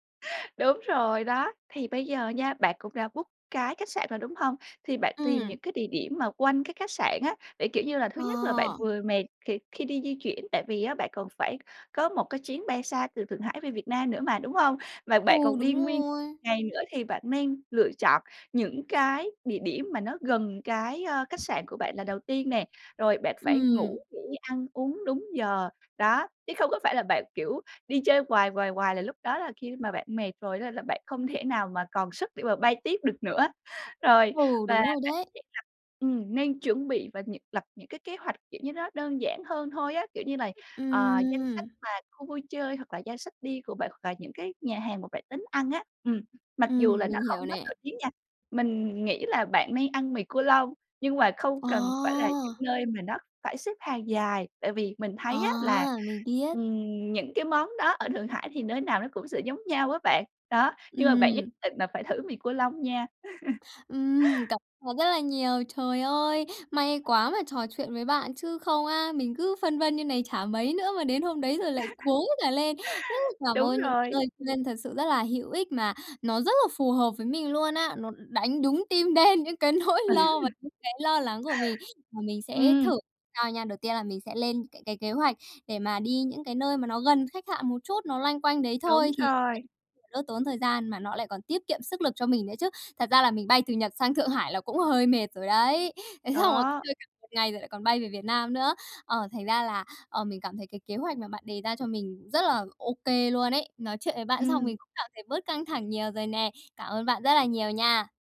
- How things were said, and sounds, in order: chuckle; other background noise; in English: "book"; tapping; chuckle; laugh; laughing while speaking: "tim đen những cái nỗi lo"; laughing while speaking: "Thế xong"
- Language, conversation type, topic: Vietnamese, advice, Làm sao để giảm bớt căng thẳng khi đi du lịch xa?